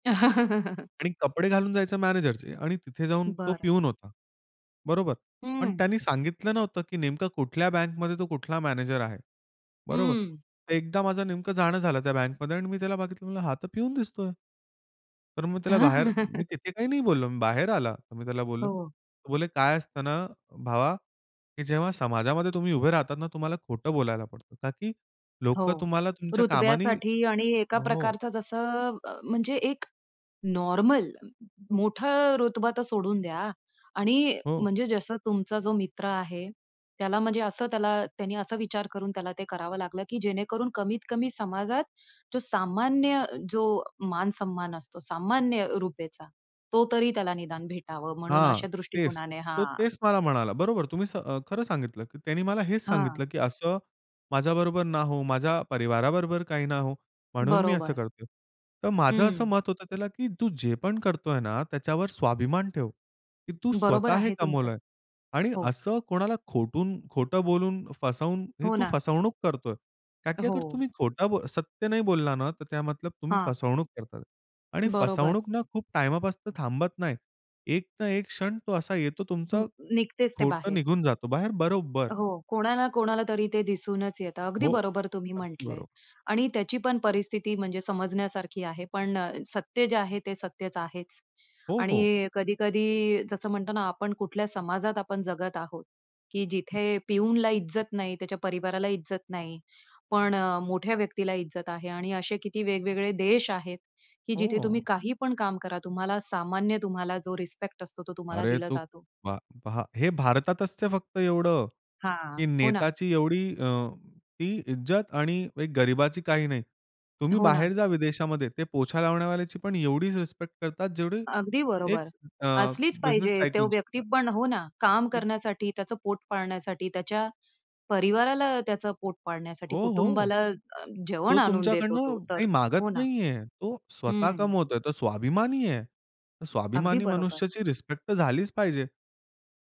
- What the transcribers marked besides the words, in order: chuckle; tapping; other background noise; chuckle; "कारण की" said as "का की"; other noise; "कारण की" said as "का की"; "टाईमपासून" said as "टाईमापासनं"
- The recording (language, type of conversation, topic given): Marathi, podcast, सत्य बोलताना भीती वाटत असेल तर काय करावे?